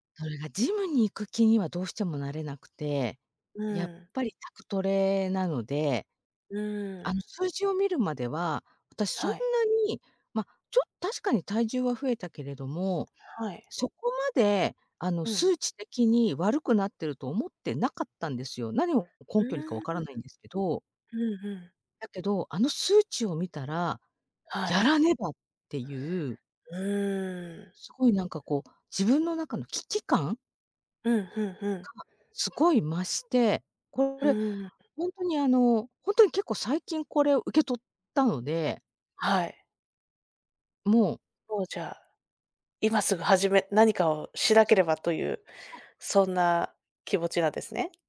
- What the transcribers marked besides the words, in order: other background noise
- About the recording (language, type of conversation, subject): Japanese, advice, 健康上の問題や診断を受けた後、生活習慣を見直す必要がある状況を説明していただけますか？